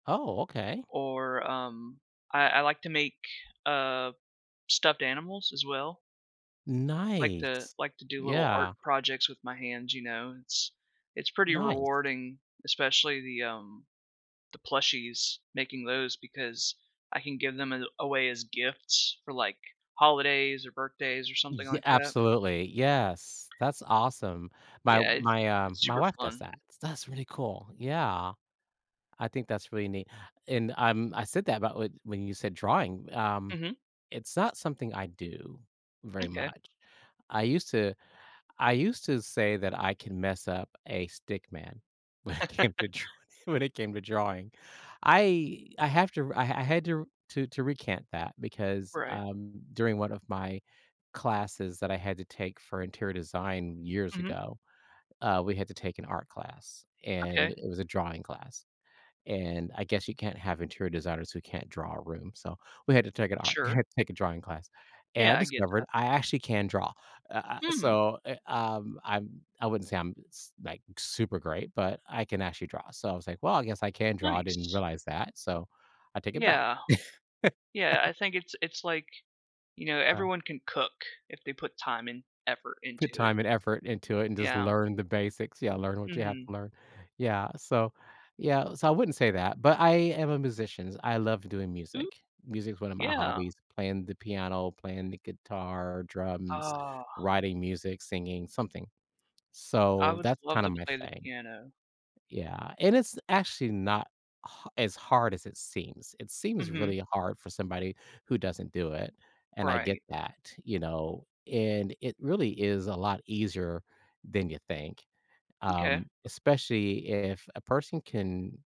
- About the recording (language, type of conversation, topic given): English, unstructured, How do your hobbies contribute to your overall happiness and well-being?
- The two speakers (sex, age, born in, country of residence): male, 35-39, United States, United States; male, 60-64, United States, United States
- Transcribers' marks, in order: other background noise; laughing while speaking: "when it came to dr"; chuckle; chuckle; laugh